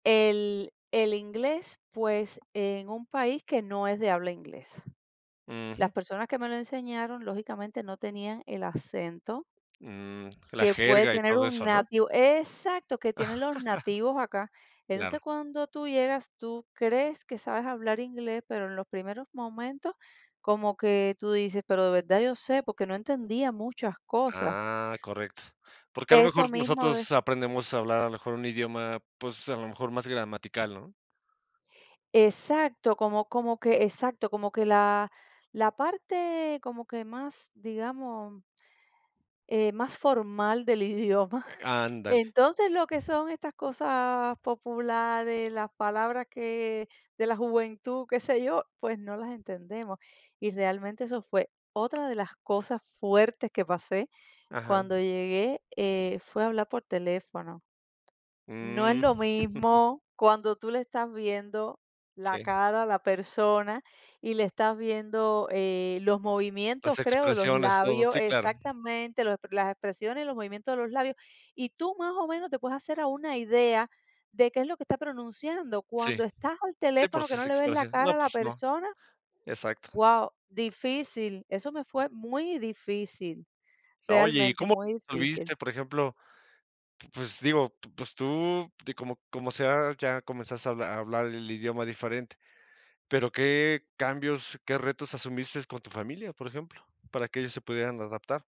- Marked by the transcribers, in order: chuckle; laughing while speaking: "idioma"; giggle; other background noise; unintelligible speech; "asumiste" said as "asumistes"
- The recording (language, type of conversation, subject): Spanish, podcast, ¿Qué importancia le das al idioma de tu familia?
- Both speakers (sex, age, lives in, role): female, 45-49, United States, guest; male, 55-59, Mexico, host